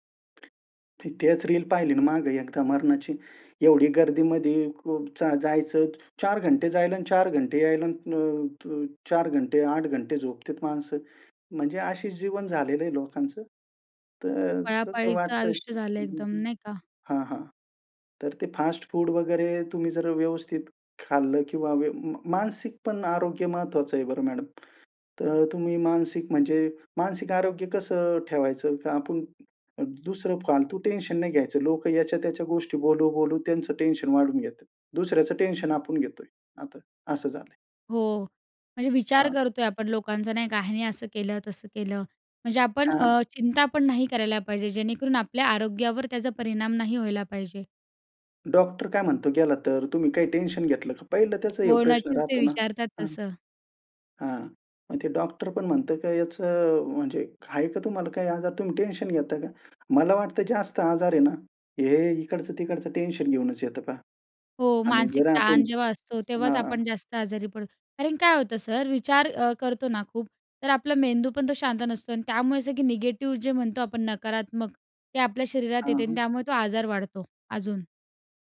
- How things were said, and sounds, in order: tapping
- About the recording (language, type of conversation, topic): Marathi, podcast, कुटुंबात निरोगी सवयी कशा रुजवता?